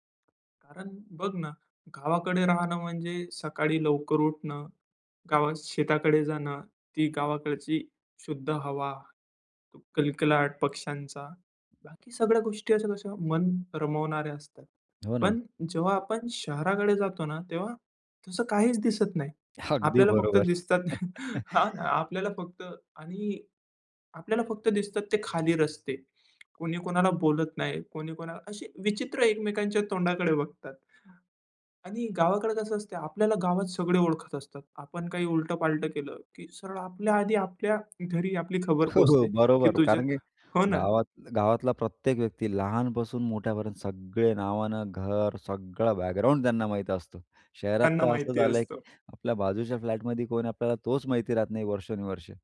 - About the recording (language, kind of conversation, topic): Marathi, podcast, कधी तुम्ही गाव किंवा शहर बदलून आयुष्याला नवी सुरुवात केली आहे का?
- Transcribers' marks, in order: other background noise; laughing while speaking: "हां, आपल्याला फक्त"; laughing while speaking: "अगदी बरोबर"; chuckle; laughing while speaking: "हो, हो, बरोबर"; in English: "बॅकग्राऊंड"; in English: "फ्लॅटमध्ये"